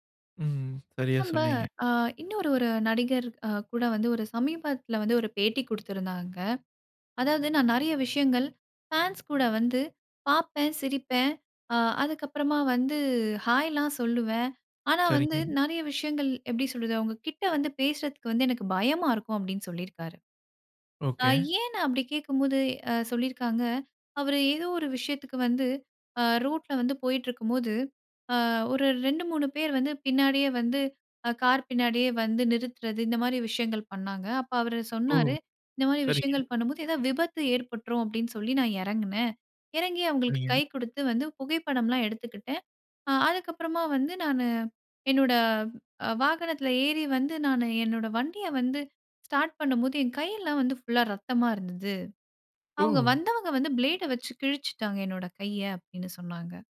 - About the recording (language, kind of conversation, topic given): Tamil, podcast, ரசிகர்களுடன் நெருக்கமான உறவை ஆரோக்கியமாக வைத்திருக்க என்னென்ன வழிமுறைகள் பின்பற்ற வேண்டும்?
- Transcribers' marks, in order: exhale; in English: "ஃபேன்ஸ்"; put-on voice: "ஸ்டார்ட்"; put-on voice: "ஃபுல்"; surprised: "ஓ!"; put-on voice: "ஃபிளேடு"